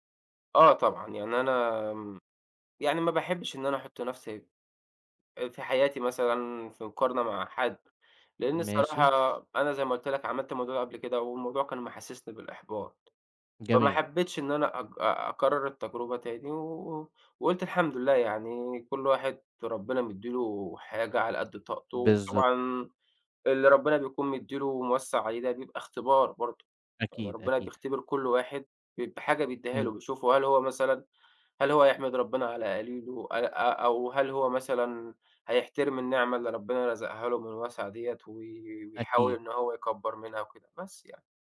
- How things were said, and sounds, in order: none
- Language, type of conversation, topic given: Arabic, podcast, ازاي بتتعامل مع إنك بتقارن حياتك بحياة غيرك أونلاين؟